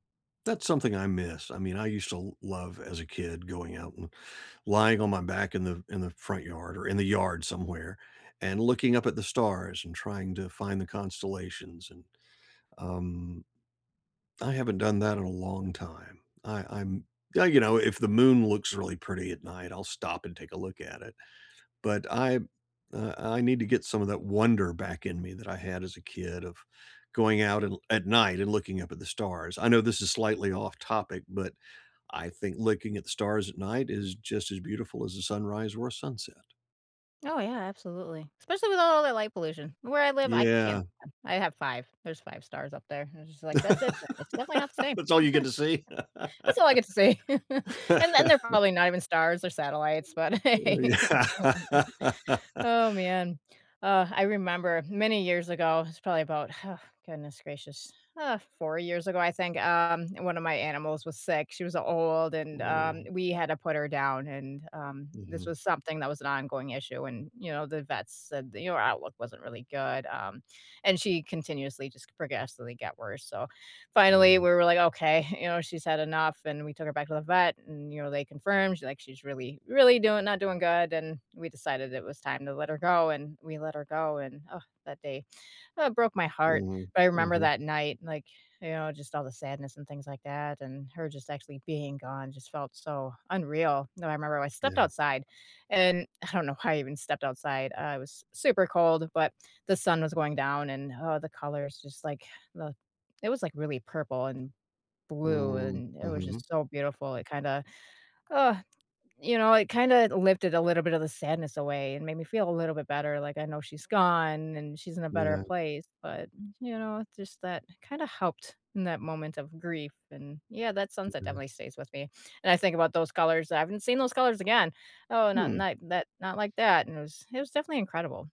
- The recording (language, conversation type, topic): English, unstructured, Have you ever watched a sunrise or sunset that stayed with you?
- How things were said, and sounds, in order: other background noise; laugh; chuckle; laugh; background speech; laughing while speaking: "yeah"; laughing while speaking: "hey, oh, man"; laugh; tapping